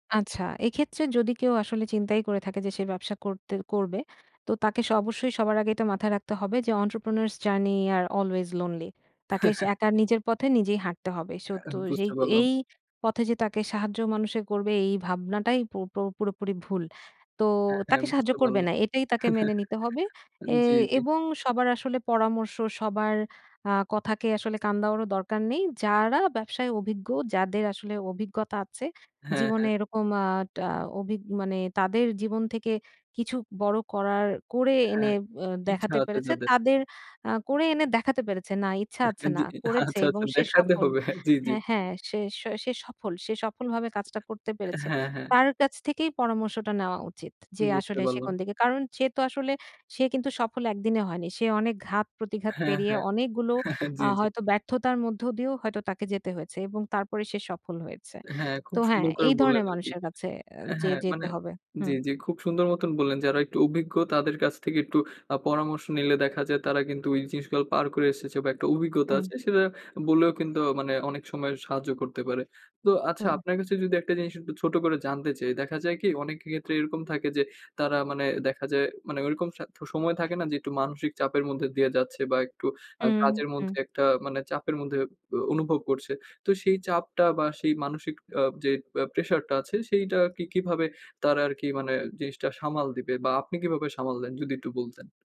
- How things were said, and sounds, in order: in English: "Entrepreneurs journey are always lonely"; chuckle; chuckle; laughing while speaking: "আচ্ছা, আচ্ছা। দেখাতে হবে"; chuckle
- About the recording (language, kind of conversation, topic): Bengali, podcast, আপনার কাছে ‘অম্বিশন’ আসলে কী অর্থ বহন করে?